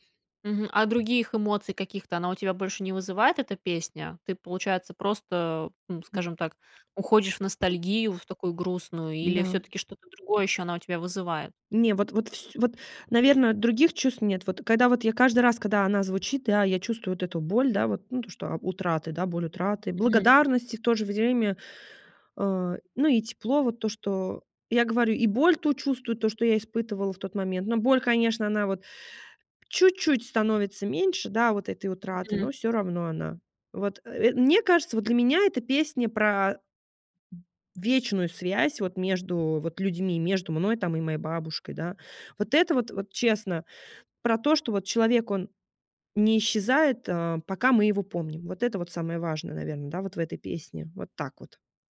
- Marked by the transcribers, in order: other background noise; tapping
- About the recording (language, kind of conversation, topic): Russian, podcast, Какая песня заставляет тебя плакать и почему?